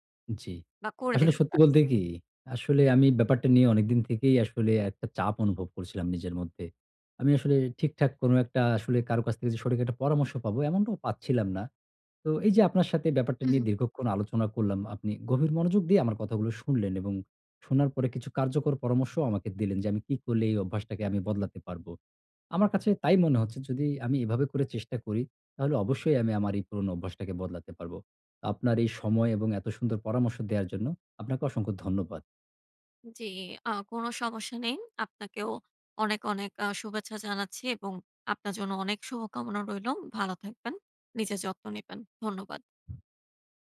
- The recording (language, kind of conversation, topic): Bengali, advice, আমি কীভাবে দীর্ঘমেয়াদে পুরোনো খারাপ অভ্যাস বদলাতে পারি?
- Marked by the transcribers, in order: horn; tapping